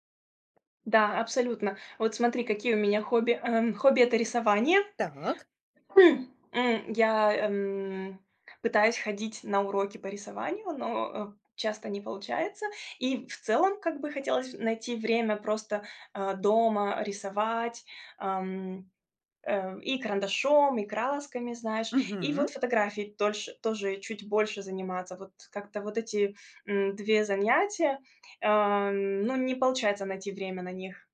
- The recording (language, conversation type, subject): Russian, advice, Как найти время для хобби при очень плотном рабочем графике?
- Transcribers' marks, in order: tapping; other noise; other background noise